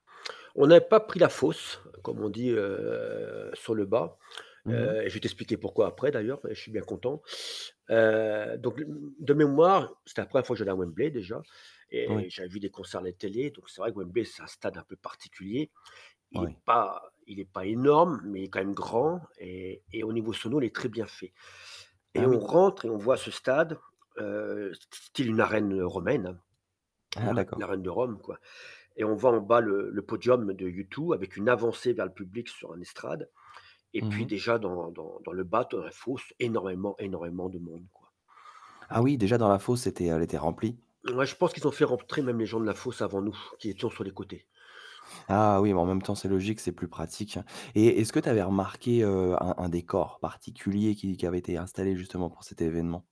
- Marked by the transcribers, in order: mechanical hum; drawn out: "heu"; teeth sucking; distorted speech; stressed: "énorme"; stressed: "grand"; tapping; static; other background noise
- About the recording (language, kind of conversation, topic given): French, podcast, Peux-tu raconter un concert qui t’a particulièrement marqué ?